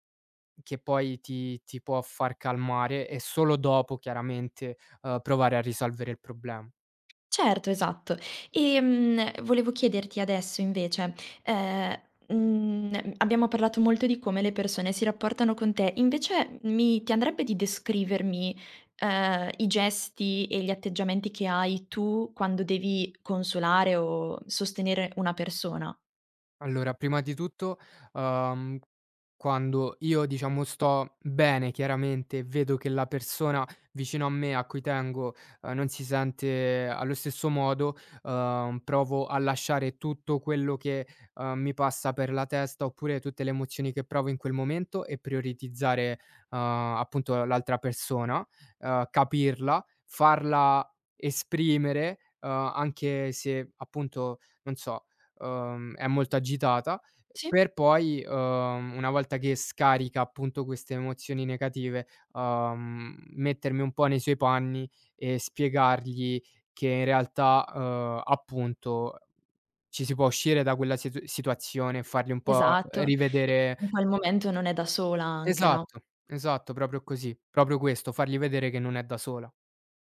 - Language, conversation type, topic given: Italian, podcast, Come cerchi supporto da amici o dalla famiglia nei momenti difficili?
- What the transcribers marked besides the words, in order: other background noise